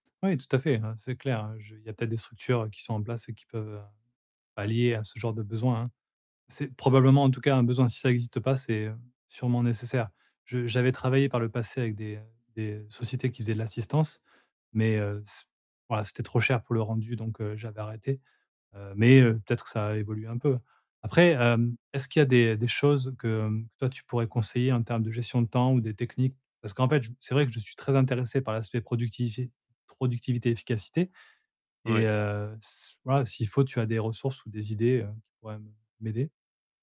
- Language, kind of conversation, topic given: French, advice, Comment puis-je reprendre le contrôle de mon temps et déterminer les tâches urgentes et importantes à faire en priorité ?
- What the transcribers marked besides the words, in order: "productivité-" said as "produtivité"